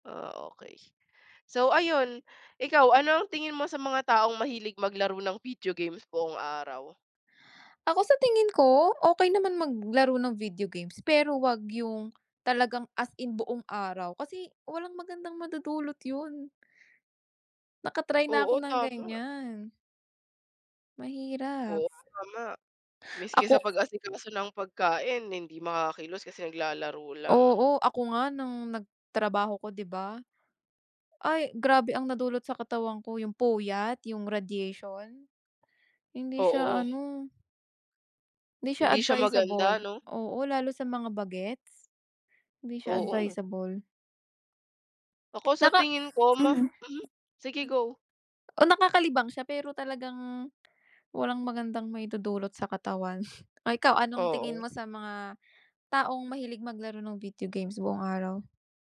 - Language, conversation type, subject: Filipino, unstructured, Ano ang palagay mo sa mga taong mahilig maglaro ng mga larong bidyo maghapon?
- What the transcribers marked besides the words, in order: other background noise; throat clearing